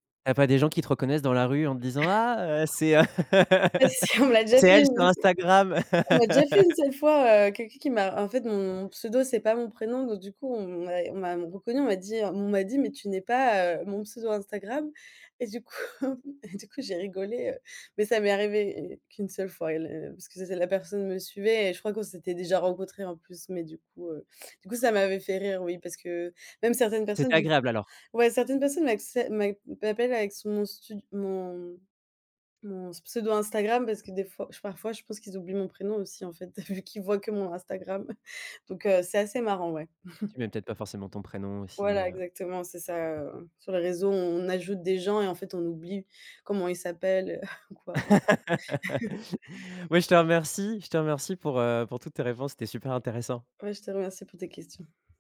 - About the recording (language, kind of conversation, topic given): French, podcast, Comment utilises-tu les réseaux sociaux pour te présenter ?
- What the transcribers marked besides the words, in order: chuckle; laughing while speaking: "Ouais si on me l'a déjà fait au lycée"; laugh; tapping; laughing while speaking: "et du coup"; "m'appellent-" said as "m'axellent"; laughing while speaking: "vu"; chuckle; laugh; laughing while speaking: "heu"; chuckle